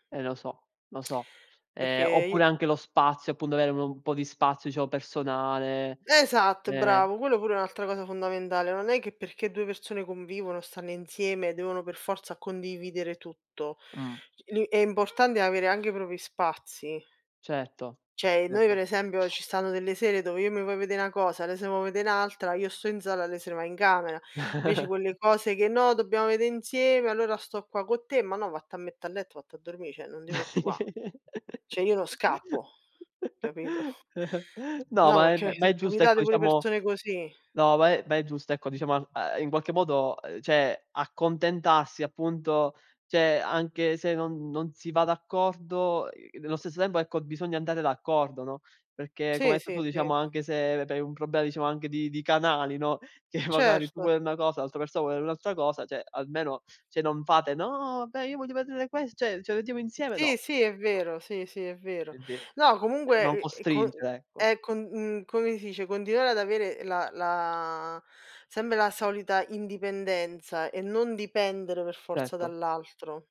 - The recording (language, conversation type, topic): Italian, unstructured, Come definiresti una relazione felice?
- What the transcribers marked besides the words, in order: tapping; other background noise; "propri" said as "propi"; "Cioè" said as "ceh"; chuckle; laugh; "cioè" said as "ceh"; laughing while speaking: "capito?"; "cioè" said as "ceh"; "Cioè" said as "ceh"; laughing while speaking: "che"; "cioè" said as "ceh"; put-on voice: "No, vabbè, io voglio vedere quest"; put-on voice: "Ce lo vediamo insieme"